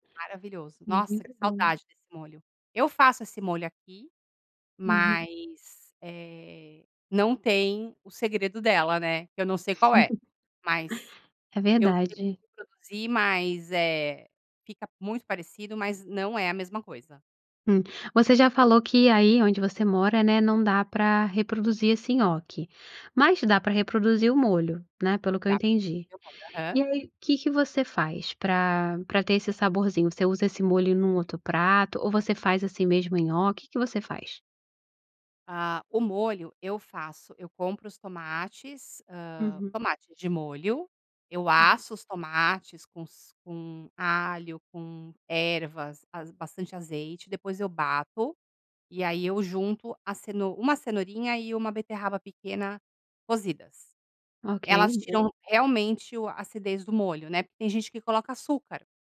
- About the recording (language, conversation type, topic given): Portuguese, podcast, Qual é uma comida tradicional que reúne a sua família?
- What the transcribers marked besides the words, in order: laugh; unintelligible speech